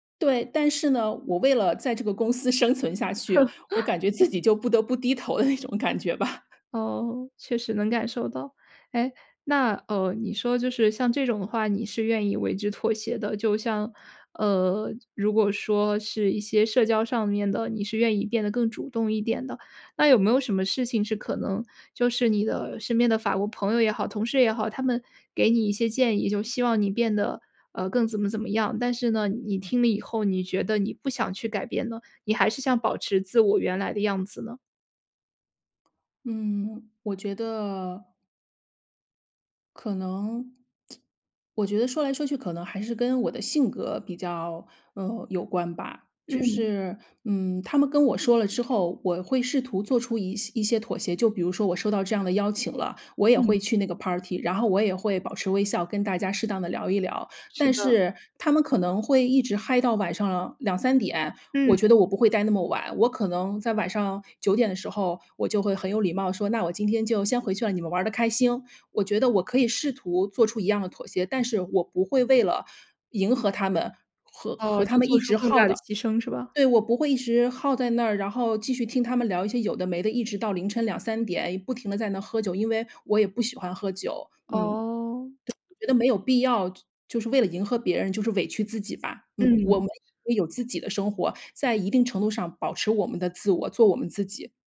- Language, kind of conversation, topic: Chinese, podcast, 你如何在适应新文化的同时保持自我？
- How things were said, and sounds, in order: laughing while speaking: "生存下去， 我感觉自己就不得不低头的那种感觉吧"; chuckle; laugh; other background noise; tsk; "开心" said as "开兴"; tsk; other noise